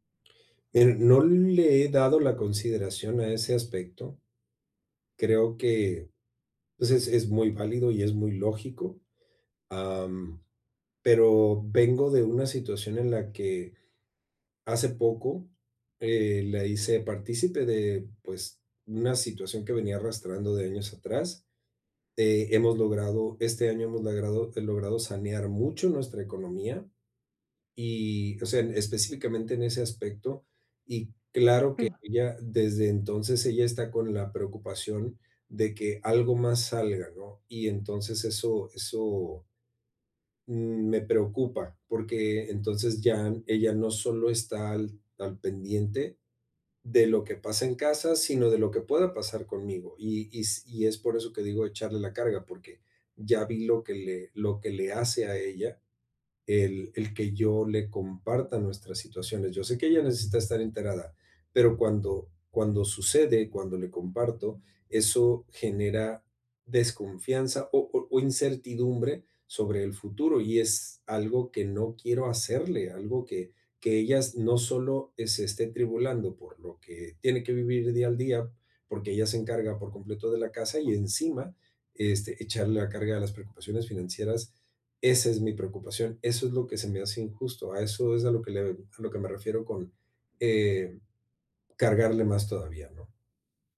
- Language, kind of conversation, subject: Spanish, advice, ¿Cómo puedo pedir apoyo emocional sin sentirme débil?
- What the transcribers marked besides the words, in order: none